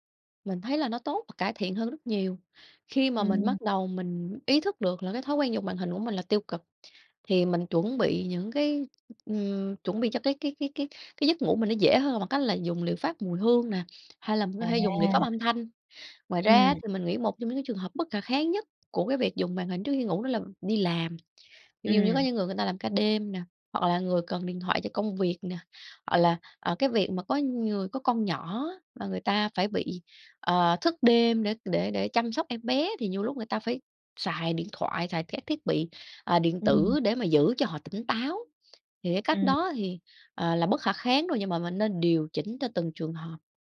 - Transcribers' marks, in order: tapping; other background noise
- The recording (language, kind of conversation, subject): Vietnamese, podcast, Bạn quản lý việc dùng điện thoại hoặc các thiết bị có màn hình trước khi đi ngủ như thế nào?